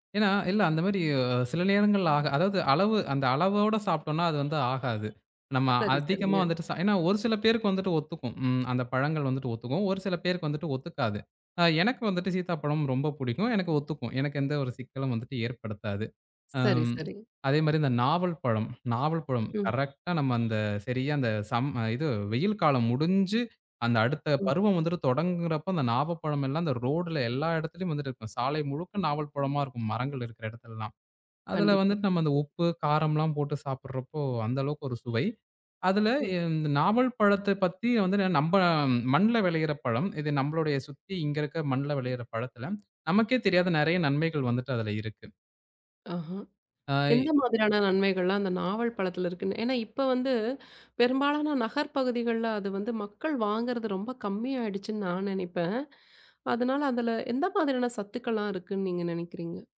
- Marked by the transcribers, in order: horn; in English: "கரெக்டா"; other noise
- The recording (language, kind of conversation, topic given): Tamil, podcast, பருவத்துக்கேற்ப பழங்களை வாங்கி சாப்பிட்டால் என்னென்ன நன்மைகள் கிடைக்கும்?